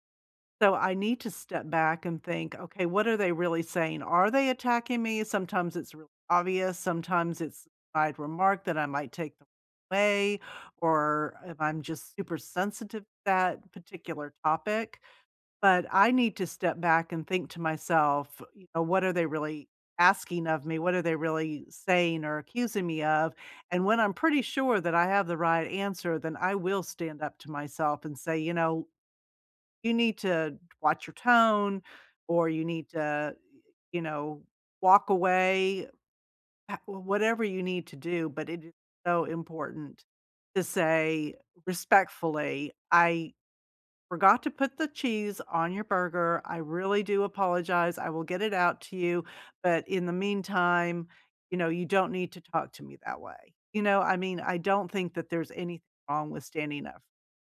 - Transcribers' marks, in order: other background noise
- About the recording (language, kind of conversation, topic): English, unstructured, What is the best way to stand up for yourself?